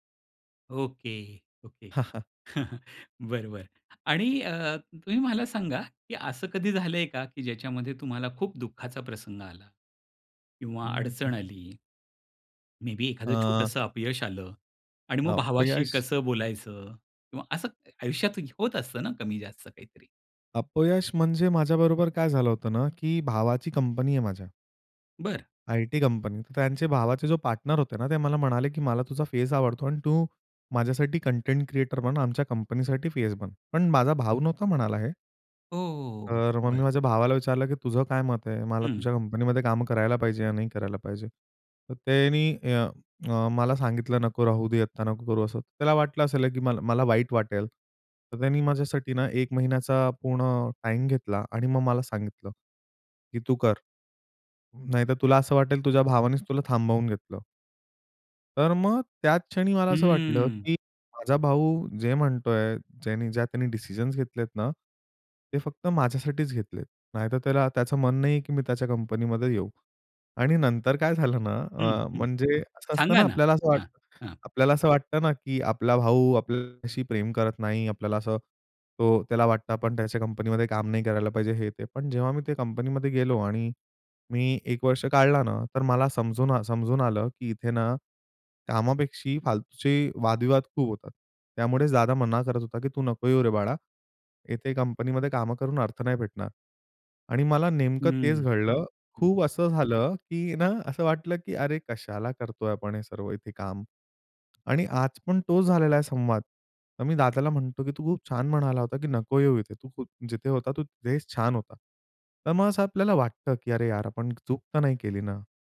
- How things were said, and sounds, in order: chuckle; other background noise; in English: "मे बी"; tapping; in English: "डिसिजन्स"; laughing while speaking: "काय झालं ना"
- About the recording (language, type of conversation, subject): Marathi, podcast, भावंडांशी दूरावा झाला असेल, तर पुन्हा नातं कसं जुळवता?